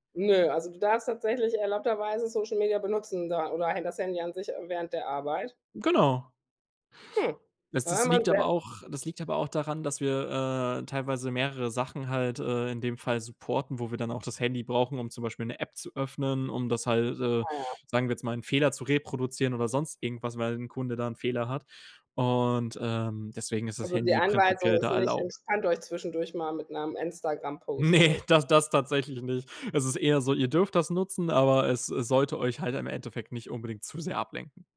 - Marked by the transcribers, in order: other background noise; laughing while speaking: "Ne"
- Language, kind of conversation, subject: German, podcast, Wie nutzt du soziale Medien im Alltag sinnvoll?